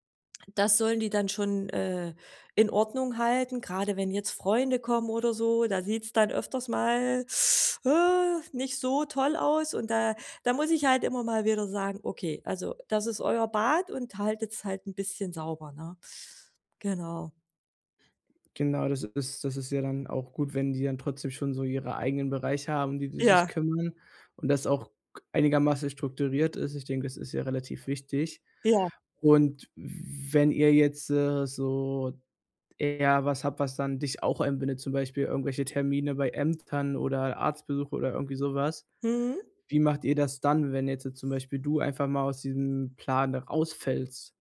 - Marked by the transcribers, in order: other noise; other background noise; stressed: "dann"
- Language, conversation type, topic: German, podcast, Wie teilt ihr zu Hause die Aufgaben und Rollen auf?